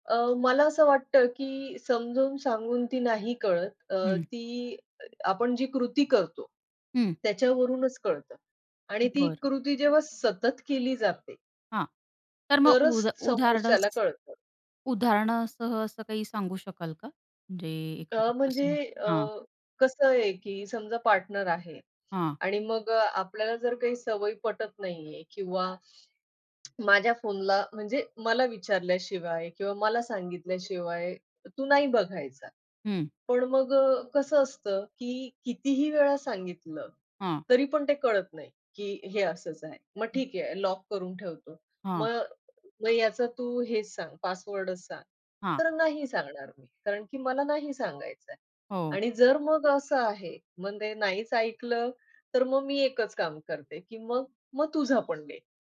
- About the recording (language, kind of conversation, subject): Marathi, podcast, नात्यात सीमारेषा कशा ठरवता, काही उदाहरणं?
- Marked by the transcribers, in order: horn; tapping; other background noise; in English: "पार्टनर"; other noise; alarm